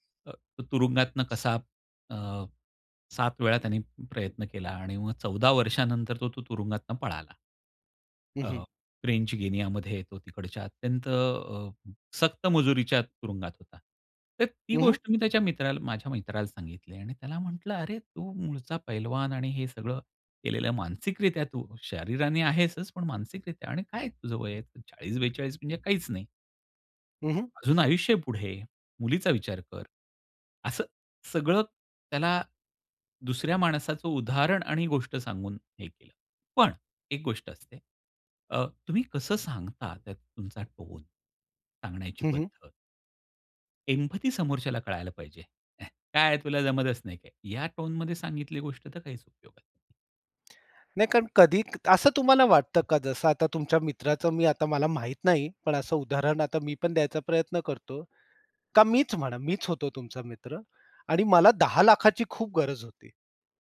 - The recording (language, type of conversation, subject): Marathi, podcast, लोकांना प्रेरणा देणारी कथा तुम्ही कशी सांगता?
- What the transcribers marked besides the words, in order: other background noise; tapping; in English: "एम्पथी"; put-on voice: "ह्या, काय आहे तुला जमतच नाही काय"